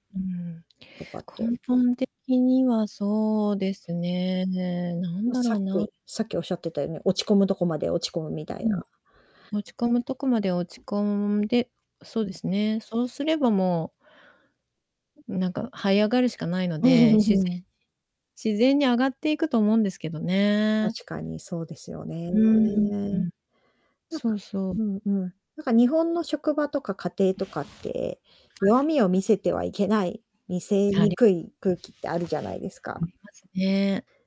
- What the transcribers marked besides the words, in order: distorted speech; other background noise; tapping; chuckle
- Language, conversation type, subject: Japanese, podcast, 落ち込んだとき、あなたはどうやって立ち直りますか？